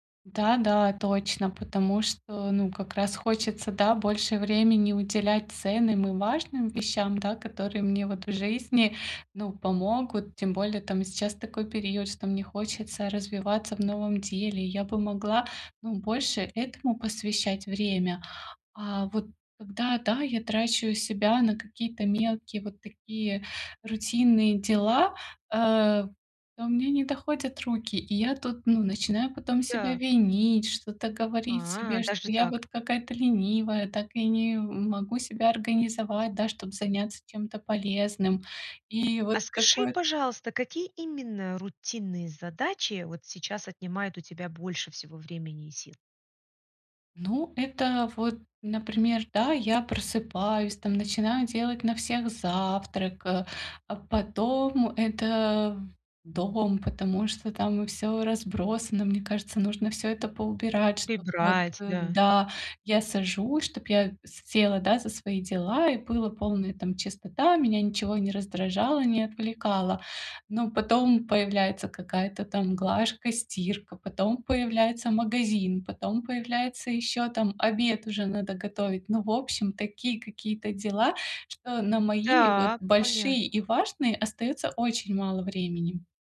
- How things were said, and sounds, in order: tapping; other background noise
- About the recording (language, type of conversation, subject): Russian, advice, Как перестать тратить время на рутинные задачи и научиться их делегировать?